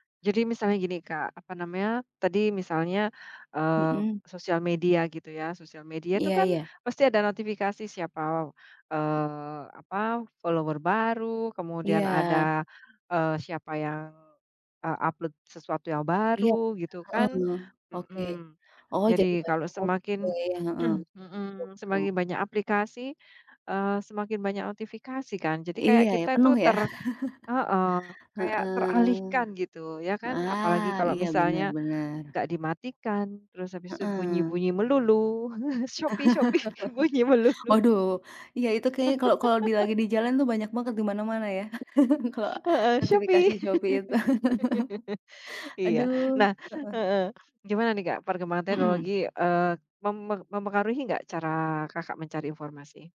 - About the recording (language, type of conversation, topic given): Indonesian, unstructured, Bagaimana perkembangan teknologi memengaruhi cara kamu mencari dan memverifikasi informasi?
- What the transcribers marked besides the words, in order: tapping; in English: "follower"; unintelligible speech; throat clearing; chuckle; chuckle; laughing while speaking: "bunyi melulu"; laugh; singing: "Shopee"; chuckle; laugh; chuckle